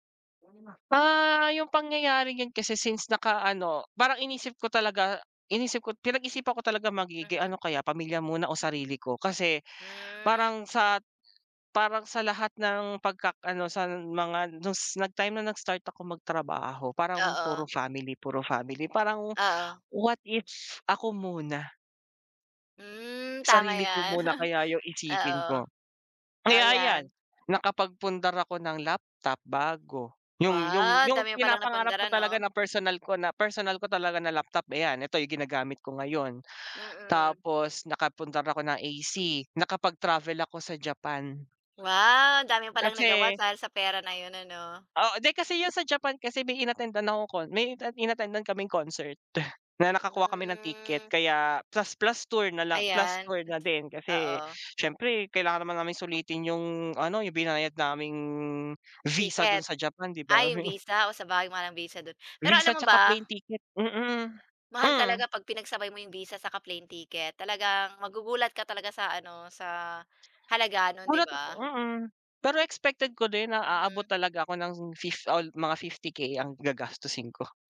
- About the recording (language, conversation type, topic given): Filipino, unstructured, Ano ang pinakanakakagulat na nangyari sa’yo dahil sa pera?
- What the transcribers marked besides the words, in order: drawn out: "Hmm"; chuckle; drawn out: "Wow"; tapping; drawn out: "Hmm"; other background noise; drawn out: "naming"; laugh